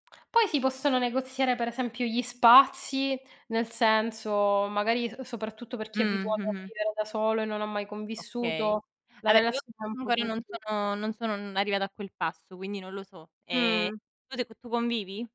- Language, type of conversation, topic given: Italian, unstructured, Qual è la cosa più difficile da negoziare, secondo te?
- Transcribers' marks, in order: "Allora" said as "aloa"